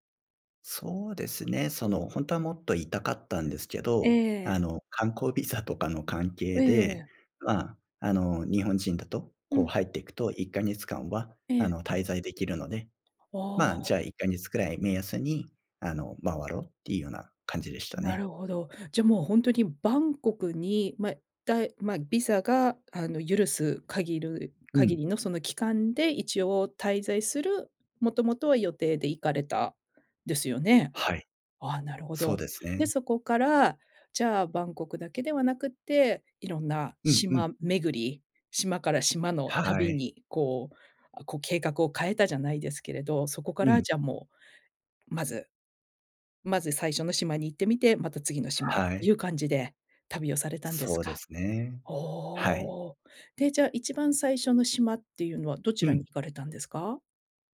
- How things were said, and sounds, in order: none
- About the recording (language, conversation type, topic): Japanese, podcast, 人生で一番忘れられない旅の話を聞かせていただけますか？